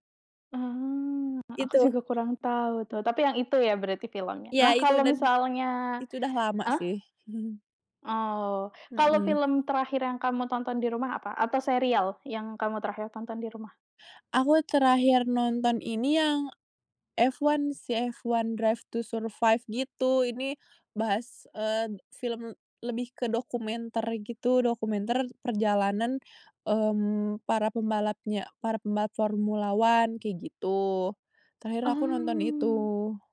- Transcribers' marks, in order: background speech; chuckle; drawn out: "Mmm"
- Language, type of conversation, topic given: Indonesian, podcast, Kamu lebih suka menonton di bioskop atau di rumah, dan kenapa?